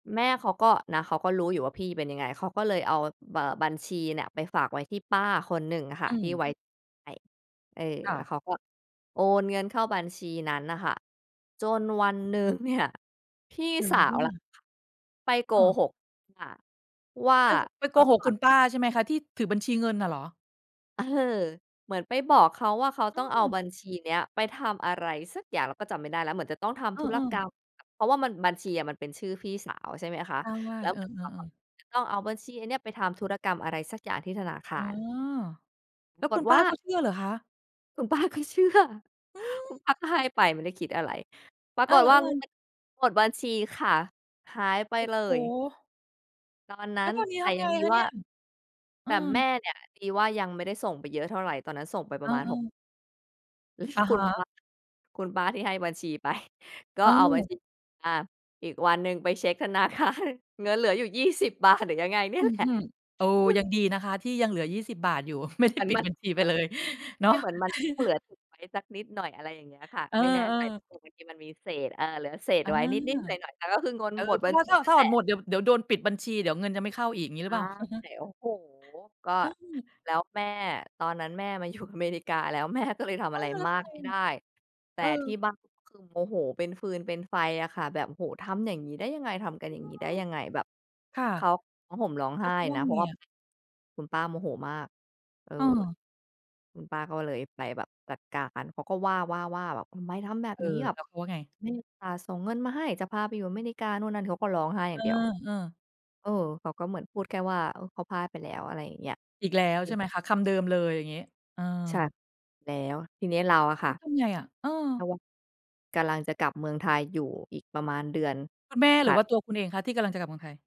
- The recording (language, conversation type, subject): Thai, podcast, อะไรช่วยให้ความไว้ใจกลับมาหลังจากมีการโกหก?
- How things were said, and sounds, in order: other background noise; tapping; chuckle; chuckle; laughing while speaking: "ธนาคาร"; laughing while speaking: "ไม่"; chuckle